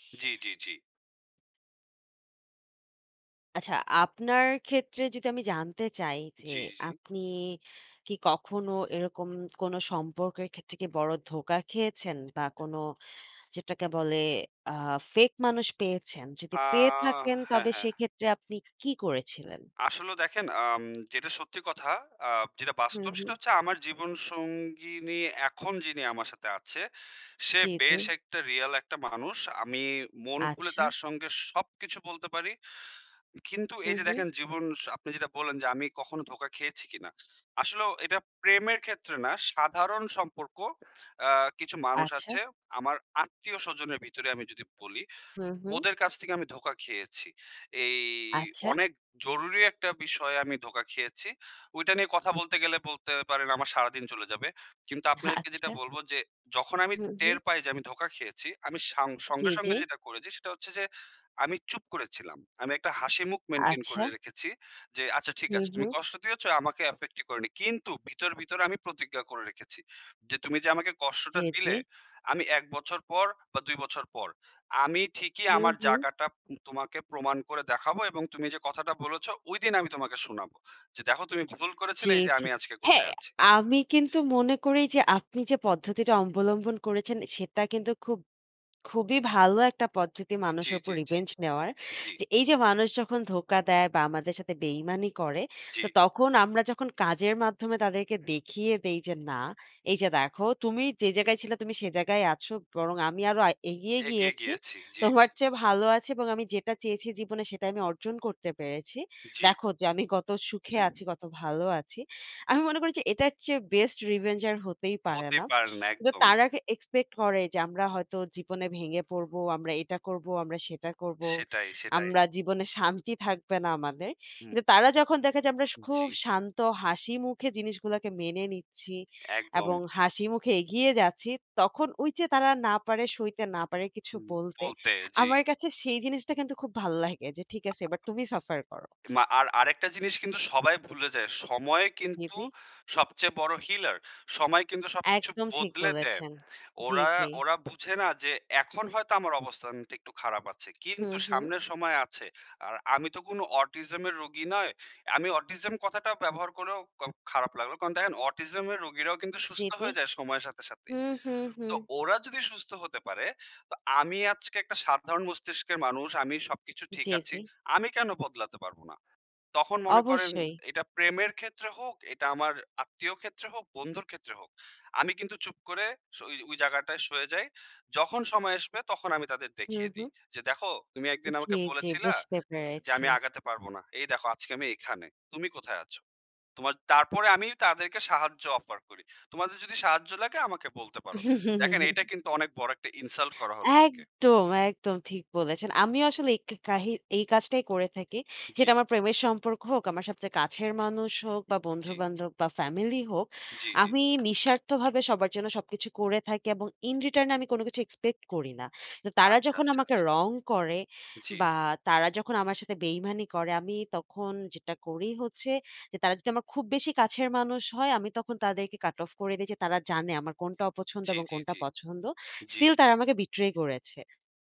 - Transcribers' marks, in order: tapping; drawn out: "এই"; other background noise; chuckle
- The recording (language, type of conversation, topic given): Bengali, unstructured, কীভাবে বুঝবেন প্রেমের সম্পর্কে আপনাকে ব্যবহার করা হচ্ছে?